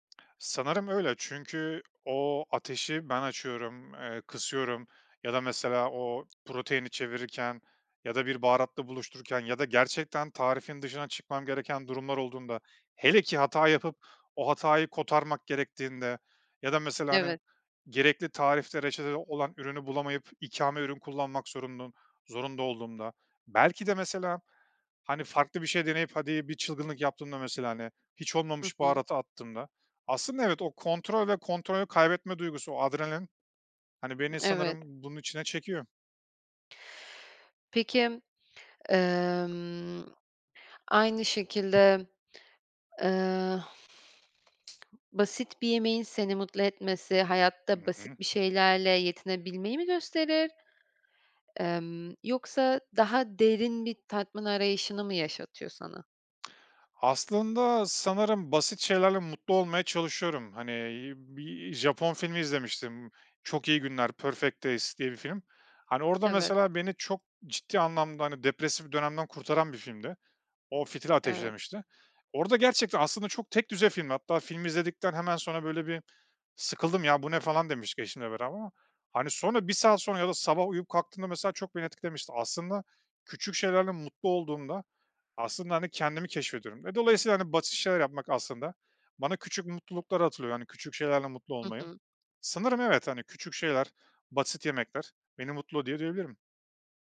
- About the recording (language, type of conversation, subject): Turkish, podcast, Basit bir yemek hazırlamak seni nasıl mutlu eder?
- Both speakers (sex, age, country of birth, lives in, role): female, 25-29, Turkey, France, host; male, 35-39, Turkey, Estonia, guest
- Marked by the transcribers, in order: tapping; other background noise; "hatırlatıyor" said as "hatırlıyor"